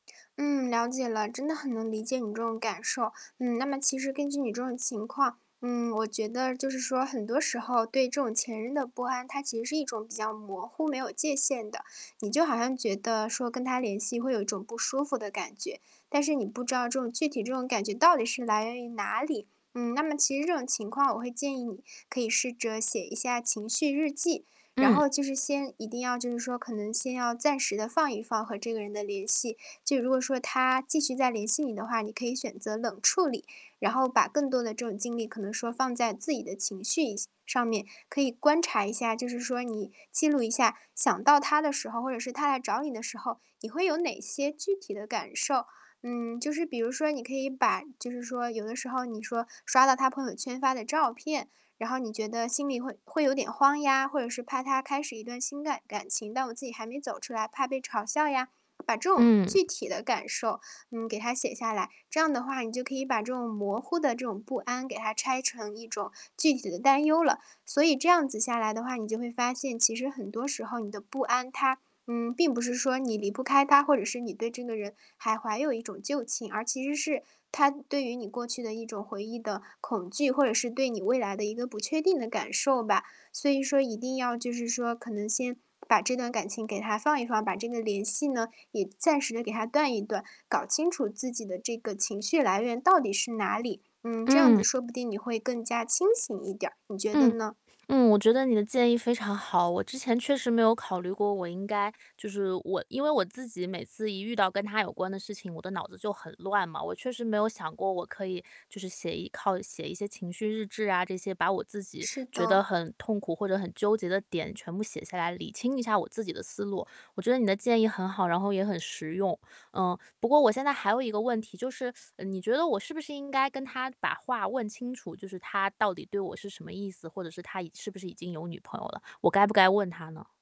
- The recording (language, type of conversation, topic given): Chinese, advice, 为什么与前任保持联系会让你感到不安？
- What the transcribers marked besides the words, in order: static; distorted speech; other background noise; tapping; teeth sucking